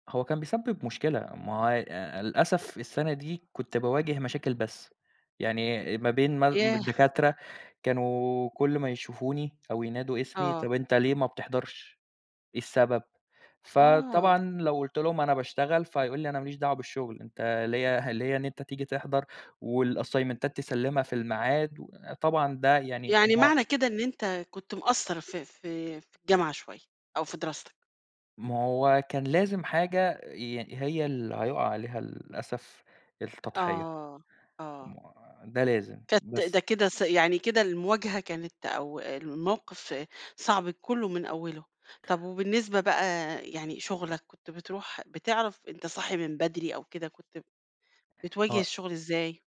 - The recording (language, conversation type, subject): Arabic, podcast, إيه أصعب تحدّي قابلَك وقدرت تتخطّاه؟
- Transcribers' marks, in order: in English: "والأسيمنتات"